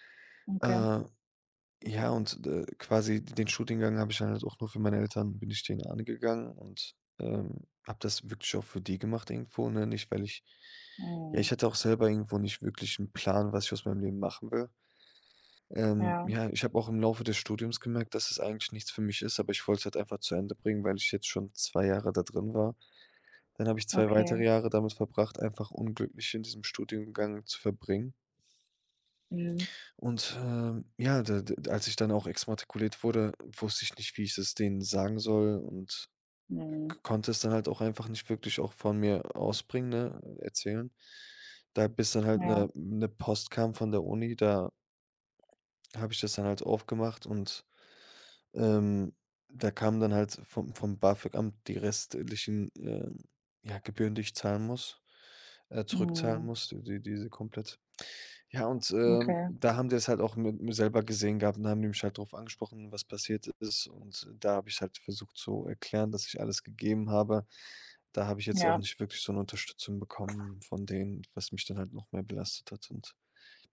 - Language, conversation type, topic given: German, advice, Wie erlebst du nächtliches Grübeln, Schlaflosigkeit und Einsamkeit?
- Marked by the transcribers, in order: other background noise; tapping